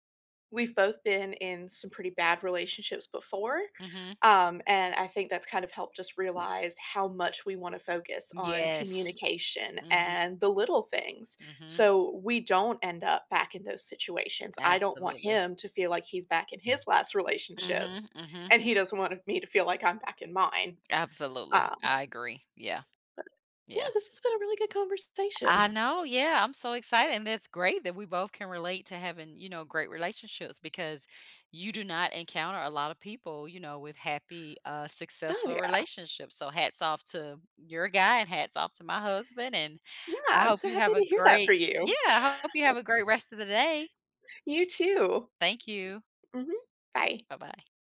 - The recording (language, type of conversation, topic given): English, unstructured, What helps couples maintain excitement and connection over time?
- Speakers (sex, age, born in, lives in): female, 25-29, United States, United States; female, 45-49, United States, United States
- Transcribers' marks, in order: other background noise; chuckle